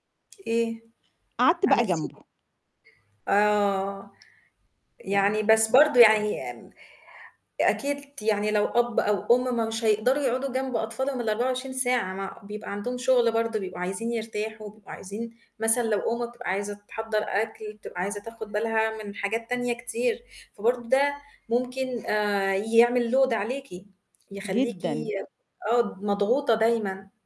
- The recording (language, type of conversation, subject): Arabic, podcast, احكيلنا عن تجربتك في التعلّم أونلاين، كانت عاملة إيه؟
- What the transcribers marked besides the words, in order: static; tapping; other noise; in English: "load"